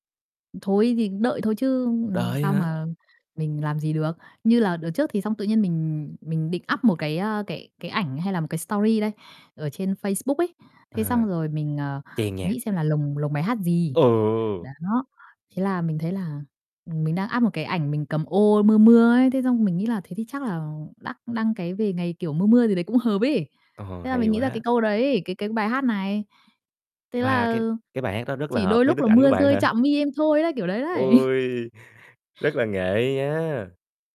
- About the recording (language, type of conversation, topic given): Vietnamese, podcast, Có ca khúc nào từng khiến bạn rơi nước mắt không?
- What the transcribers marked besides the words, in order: tapping; other background noise; in English: "up"; in English: "story"; in English: "up"; chuckle